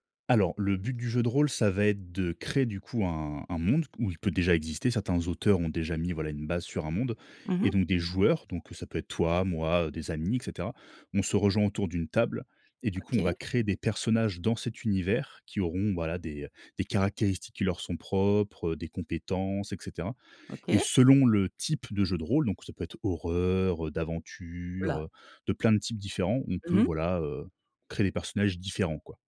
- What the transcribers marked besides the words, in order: none
- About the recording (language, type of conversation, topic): French, podcast, Quel hobby te fait complètement perdre la notion du temps ?